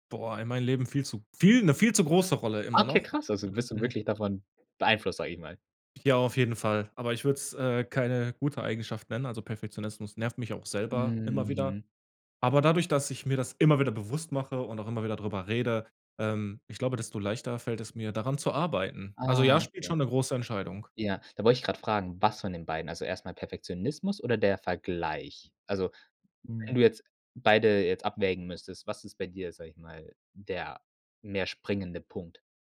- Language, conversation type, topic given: German, podcast, Welche Rolle spielen Perfektionismus und der Vergleich mit anderen bei Entscheidungen?
- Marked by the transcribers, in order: stressed: "viel"; unintelligible speech; chuckle